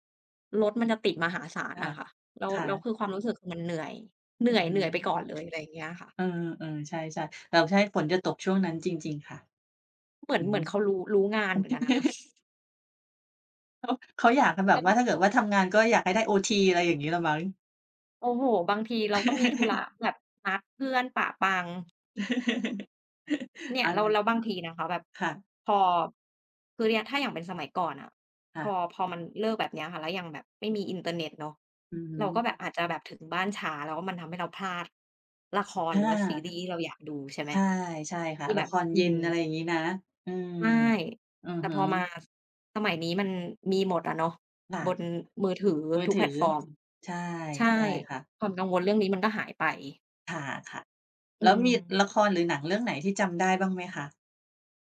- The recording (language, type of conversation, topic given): Thai, unstructured, หนังหรือละครเรื่องไหนที่คุณจำได้แม่นที่สุด?
- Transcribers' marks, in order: other background noise; tapping; chuckle; chuckle; chuckle